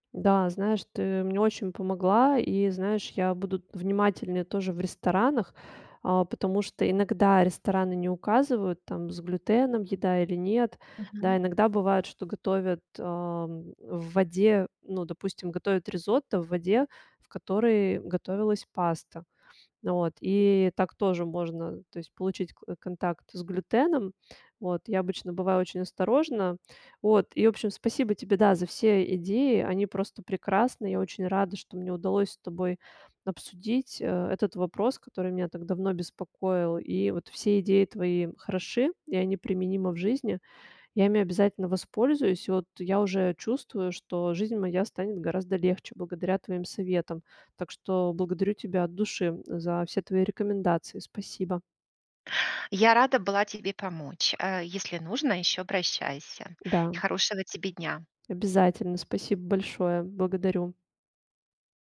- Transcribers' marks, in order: none
- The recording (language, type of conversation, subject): Russian, advice, Какое изменение в вашем здоровье потребовало от вас новой рутины?